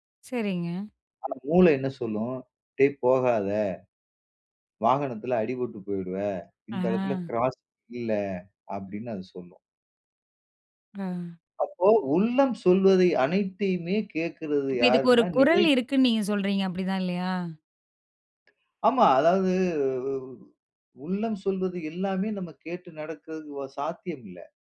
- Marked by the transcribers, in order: other noise; drawn out: "ஆ"; in English: "க்ராஸ்"; drawn out: "அதாவது"
- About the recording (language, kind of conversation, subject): Tamil, podcast, உங்கள் உள்ளக் குரலை நீங்கள் எப்படி கவனித்துக் கேட்கிறீர்கள்?